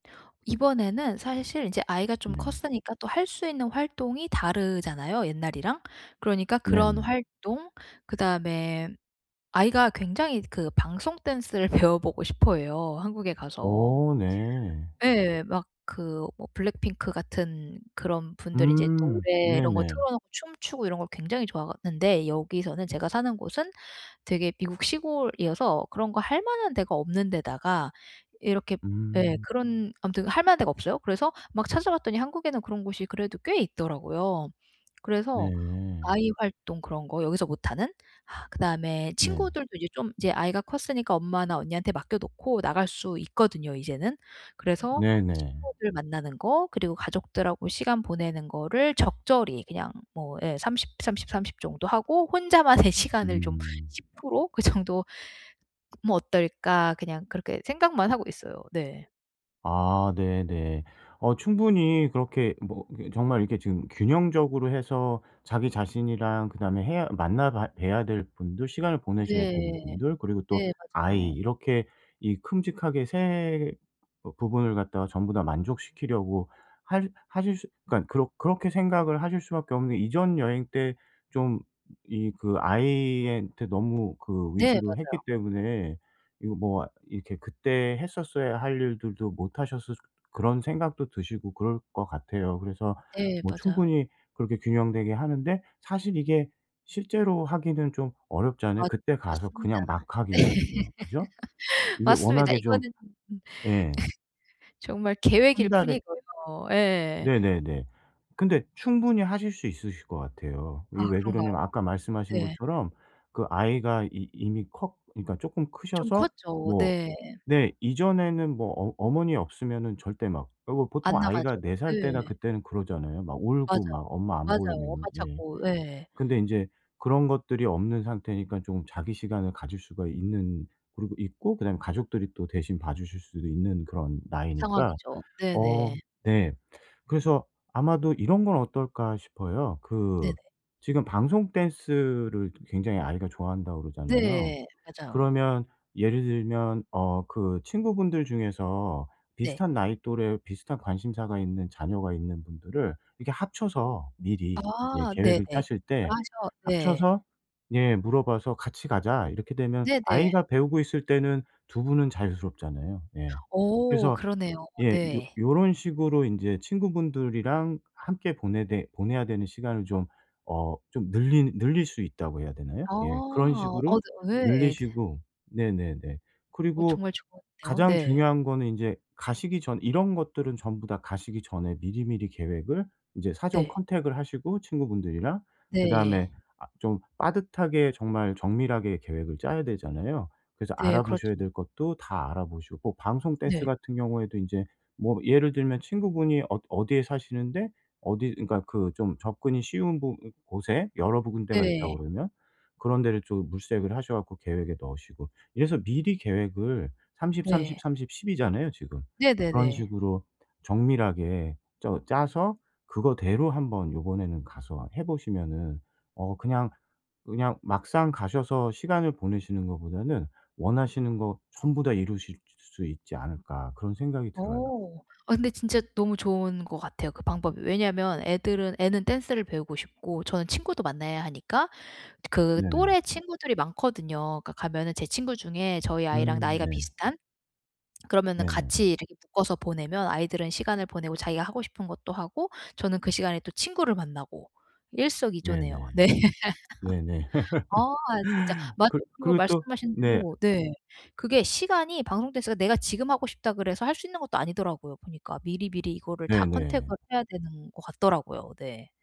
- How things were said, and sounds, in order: tapping; sigh; laughing while speaking: "혼자만의"; laughing while speaking: "그 정도"; other background noise; laughing while speaking: "네"; laugh; laugh; lip smack; laughing while speaking: "네"; laugh
- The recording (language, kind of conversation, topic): Korean, advice, 짧은 휴가 기간을 최대한 효율적이고 알차게 보내려면 어떻게 계획하면 좋을까요?